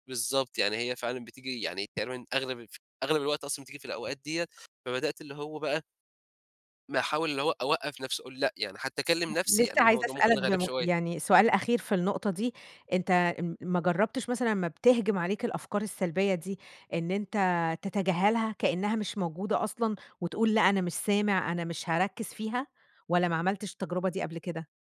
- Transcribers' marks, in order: tapping; other background noise
- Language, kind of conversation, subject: Arabic, podcast, كيف بتتعامل مع التفكير السلبي المتكرر؟